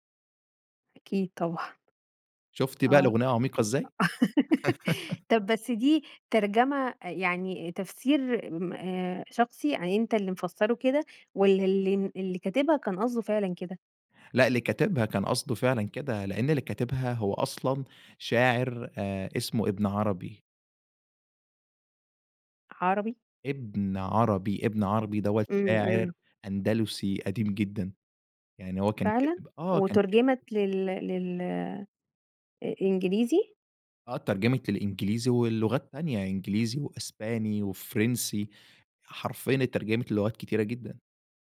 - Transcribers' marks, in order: laugh; laugh; tapping
- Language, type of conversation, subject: Arabic, podcast, إيه دور الذكريات في حبّك لأغاني معيّنة؟